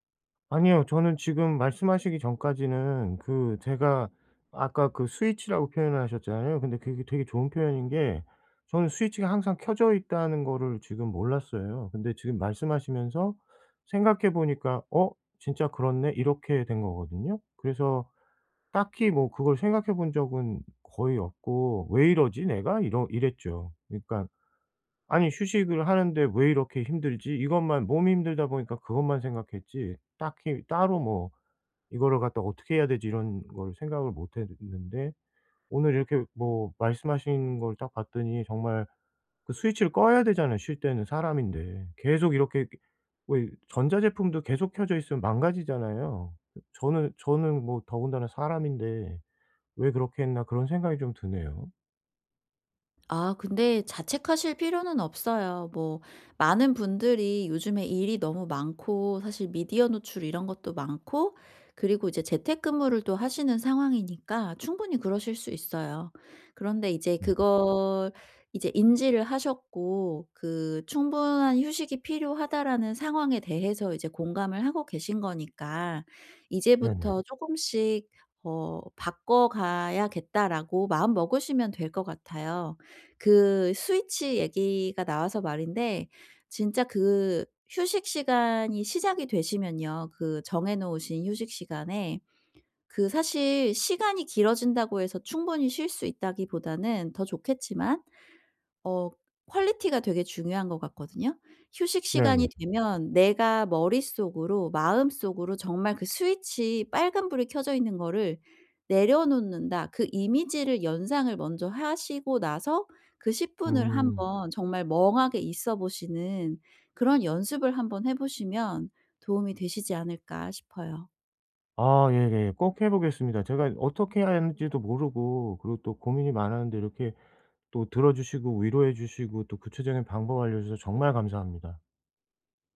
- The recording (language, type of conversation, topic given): Korean, advice, 어떻게 하면 집에서 편하게 쉬는 습관을 꾸준히 만들 수 있을까요?
- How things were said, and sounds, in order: other background noise; in English: "quality가"